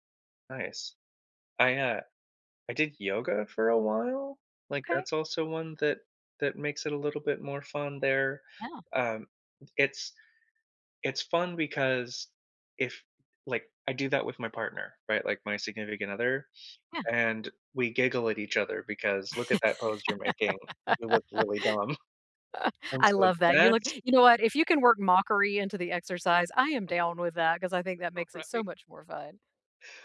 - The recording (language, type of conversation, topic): English, unstructured, How do you make exercise fun instead of a chore?
- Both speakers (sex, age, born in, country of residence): female, 50-54, United States, United States; male, 35-39, United States, United States
- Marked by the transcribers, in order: chuckle; laugh; chuckle; other background noise